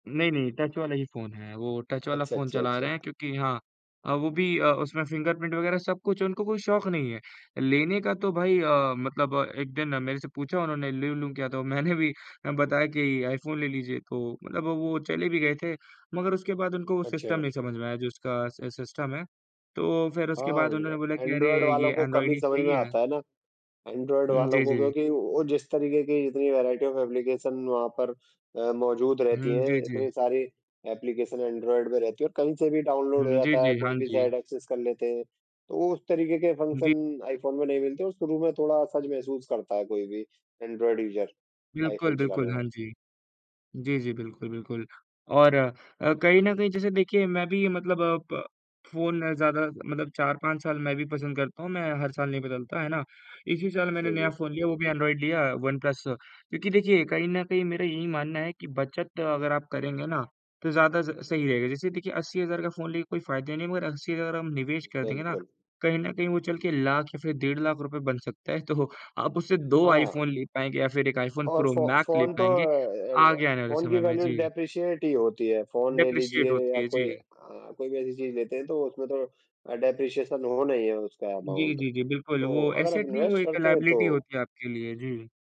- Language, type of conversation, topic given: Hindi, unstructured, पैसे की बचत करना इतना मुश्किल क्यों लगता है?
- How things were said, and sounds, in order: in English: "टच"; in English: "टच"; in English: "सिस्टम"; in English: "स सिस्टम"; in English: "वैरायटी ऑफ़ एप्लीकेशन"; in English: "एप्लीकेशन"; in English: "डाउनलोड"; in English: "साइट एक्सेस"; in English: "फ़ंक्शन"; in English: "यूज़र"; laughing while speaking: "तो"; in English: "वैल्यू डेप्रिशिएट"; in English: "डेप्रिशिएट"; in English: "डेप्रिशिएशन"; in English: "अमाउंट"; in English: "ऐसेट"; in English: "इन्वेस्ट"; in English: "लाएबिलिटी"